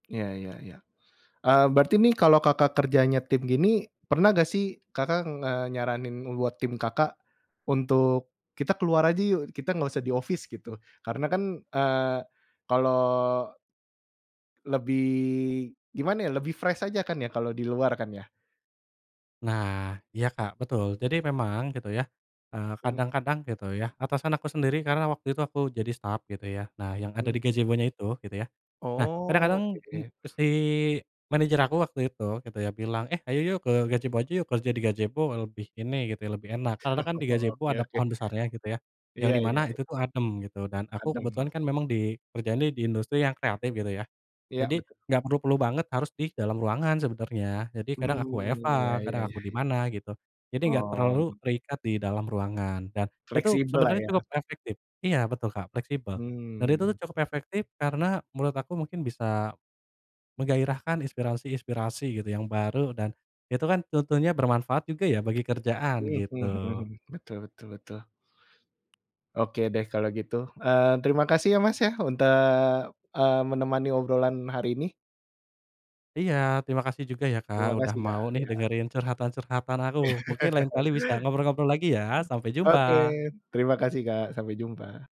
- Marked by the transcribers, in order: tapping; in English: "office"; other background noise; chuckle; "efektif" said as "efektip"; "efektif" said as "efektip"; "tuntunya" said as "tentunya"; chuckle
- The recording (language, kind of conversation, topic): Indonesian, podcast, Bagaimana kamu memanfaatkan jalan-jalan atau ngopi untuk mencari inspirasi?